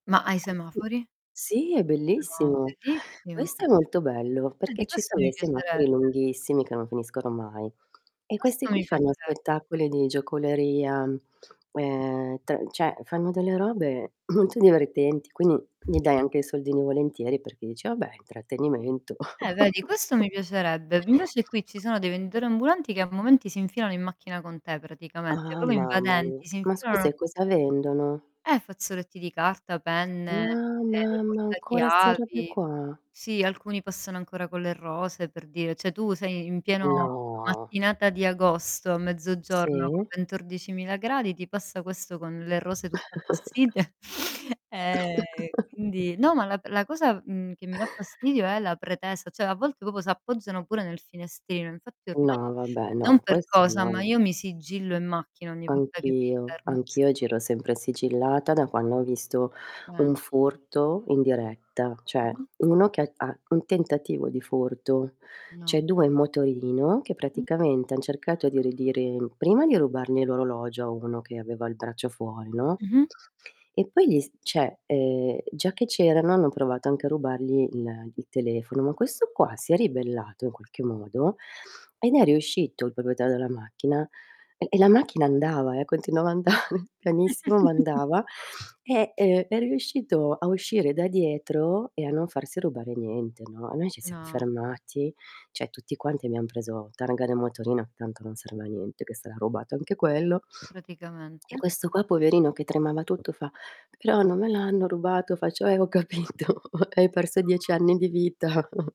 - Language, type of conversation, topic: Italian, unstructured, Come gestisci la rabbia che ti provoca il traffico o l’uso dei mezzi di trasporto?
- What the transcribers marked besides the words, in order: static; distorted speech; tapping; "cioè" said as "ceh"; throat clearing; mechanical hum; chuckle; "proprio" said as "propio"; "cioè" said as "ceh"; other background noise; drawn out: "No"; laughing while speaking: "appassite"; chuckle; "cioè" said as "ceh"; "proprio" said as "popo"; "cioè" said as "ceh"; "cioè" said as "ceh"; "cioè" said as "ceh"; "proprietario" said as "propetario"; chuckle; "cioè" said as "ceh"; laughing while speaking: "ho capito"; chuckle